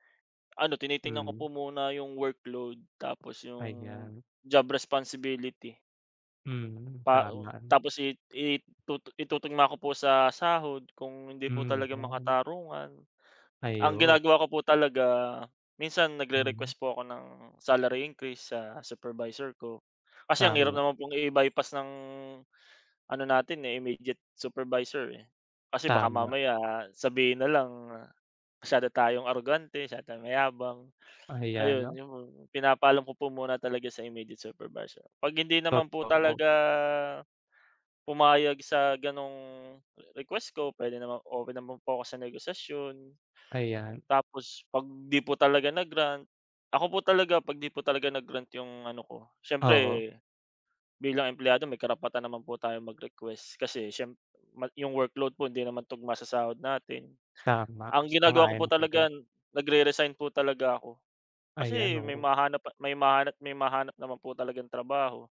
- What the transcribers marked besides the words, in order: other background noise
- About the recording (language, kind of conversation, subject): Filipino, unstructured, Paano mo ipaglalaban ang patas na sahod para sa trabaho mo?